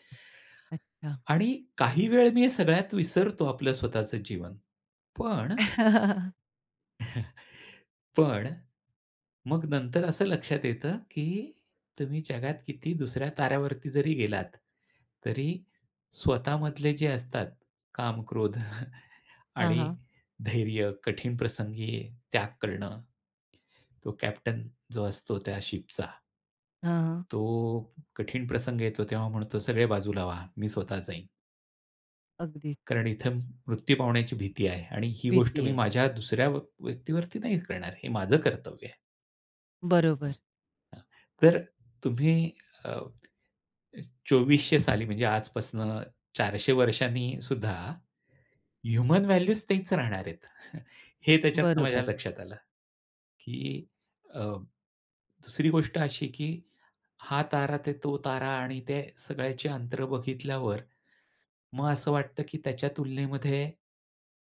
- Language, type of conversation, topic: Marathi, podcast, कोणत्या प्रकारचे चित्रपट किंवा मालिका पाहिल्यावर तुम्हाला असा अनुभव येतो की तुम्ही अक्खं जग विसरून जाता?
- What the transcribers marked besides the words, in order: other noise; chuckle; chuckle; tapping; other background noise; in English: "ह्युमन व्हॅल्यूज"; chuckle